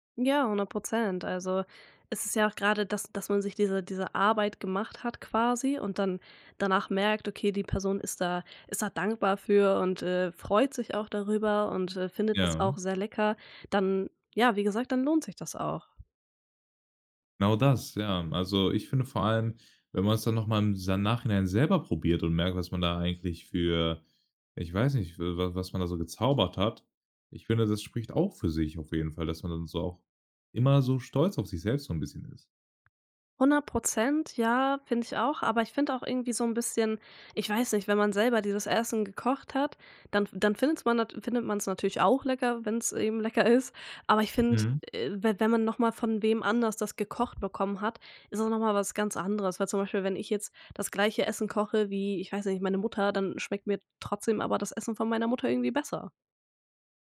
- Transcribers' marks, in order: laughing while speaking: "ist"
- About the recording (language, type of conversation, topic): German, podcast, Was begeistert dich am Kochen für andere Menschen?